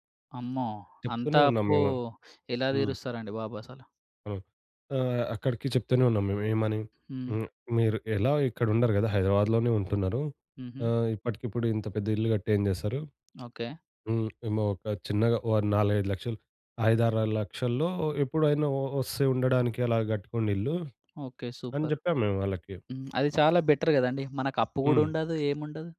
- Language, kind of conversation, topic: Telugu, podcast, ఆర్థిక సురక్షత మీకు ఎంత ముఖ్యమైనది?
- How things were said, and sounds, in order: tapping; in English: "బెటర్"